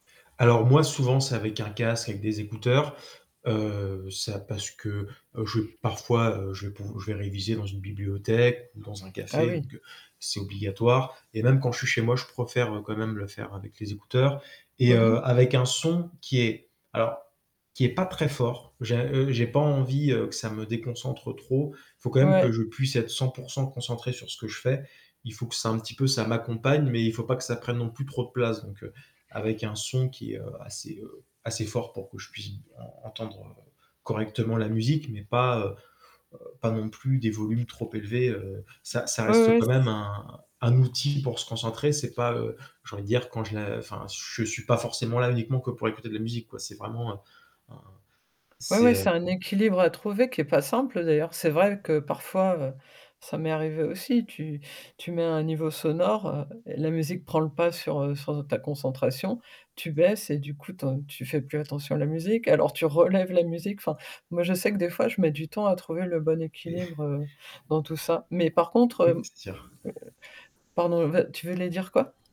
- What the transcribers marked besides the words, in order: static; other background noise; tapping; distorted speech; laughing while speaking: "Et"
- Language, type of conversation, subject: French, podcast, Quels sons ou quelles musiques t’aident à mieux te concentrer ?
- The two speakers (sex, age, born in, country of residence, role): female, 55-59, France, France, host; male, 25-29, France, France, guest